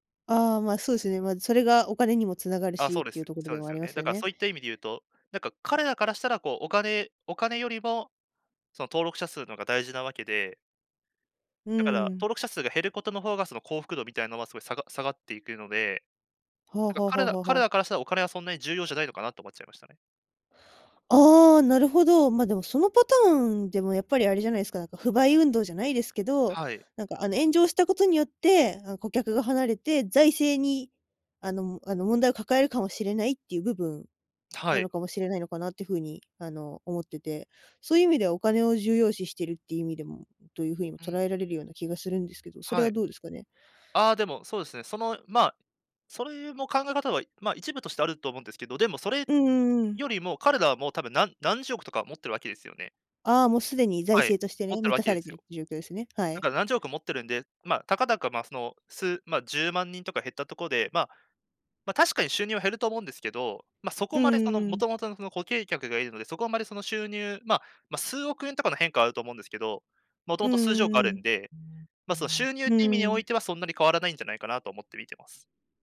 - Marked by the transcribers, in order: tapping; alarm
- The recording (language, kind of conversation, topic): Japanese, podcast, ぶっちゃけ、収入だけで成功は測れますか？